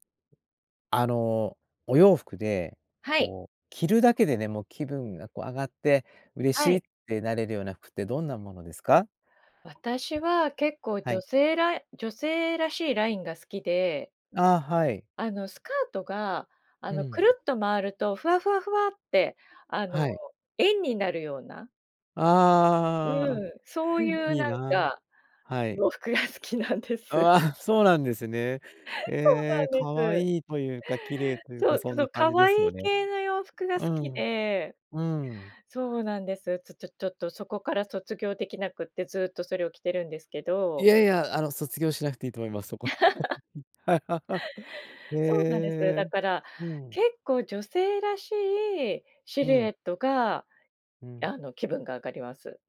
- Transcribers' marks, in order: tapping; laughing while speaking: "洋服が好きなんです"; laughing while speaking: "ああ"; laugh; laughing while speaking: "はい"; laugh
- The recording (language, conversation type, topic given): Japanese, podcast, 着るだけで気分が上がる服には、どんな特徴がありますか？